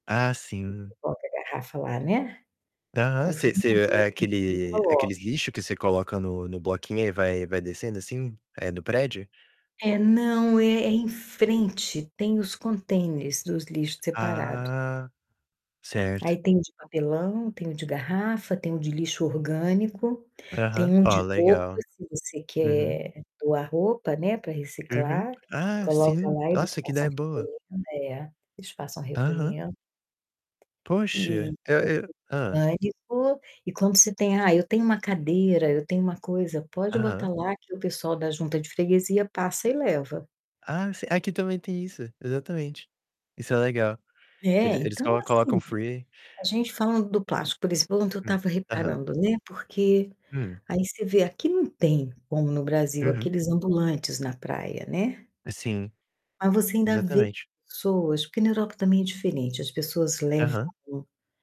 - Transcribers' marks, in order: distorted speech; tapping; drawn out: "Ah"; static; other background noise; in English: "free"
- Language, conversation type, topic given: Portuguese, unstructured, O que poderia ser feito para reduzir o uso de plástico?